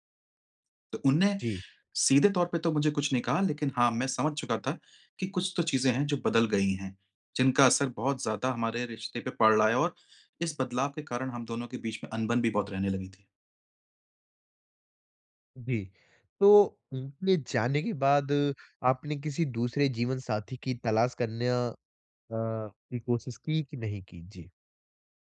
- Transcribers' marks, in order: none
- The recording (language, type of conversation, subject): Hindi, advice, रिश्ता टूटने के बाद अस्थिर भावनाओं का सामना मैं कैसे करूँ?